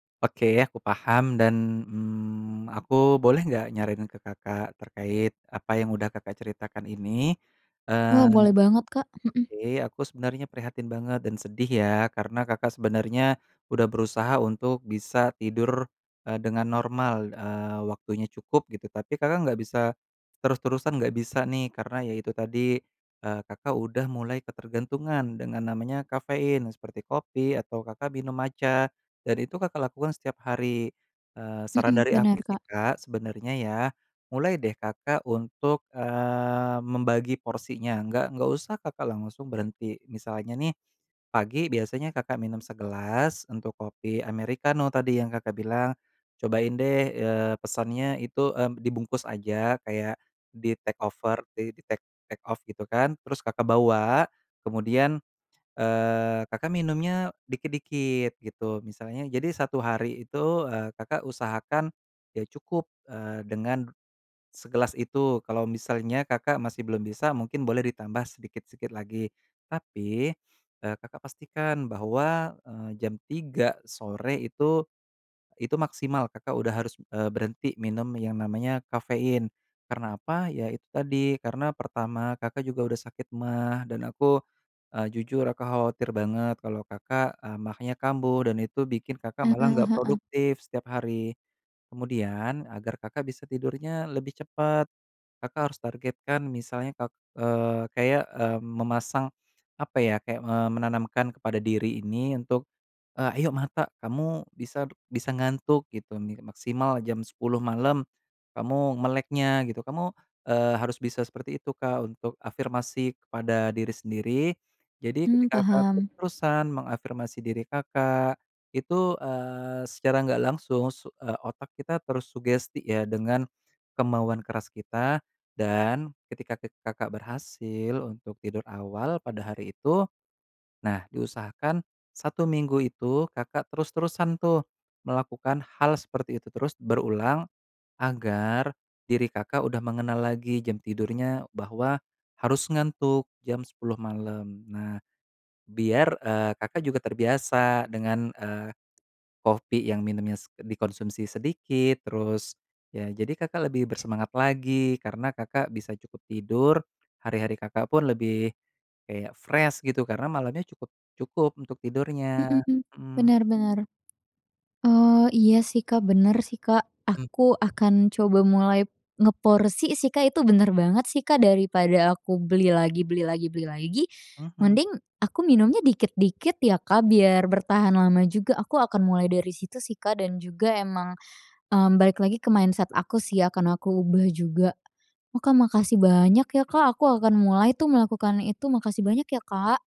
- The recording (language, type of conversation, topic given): Indonesian, advice, Bagaimana cara berhenti atau mengurangi konsumsi kafein atau alkohol yang mengganggu pola tidur saya meski saya kesulitan?
- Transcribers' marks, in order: other background noise; in English: "take over"; in English: "take take off"; tapping; in English: "fresh"; in English: "mindset"